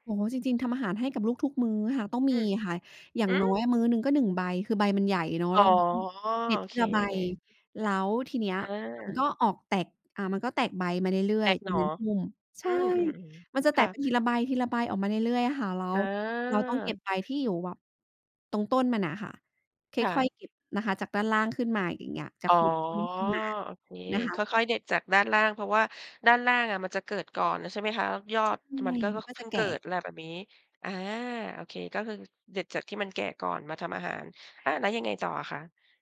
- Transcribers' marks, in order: drawn out: "อา"; drawn out: "อ๋อ"
- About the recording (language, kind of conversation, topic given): Thai, podcast, เคล็ดลับอะไรที่คุณใช้แล้วช่วยให้อาหารอร่อยขึ้น?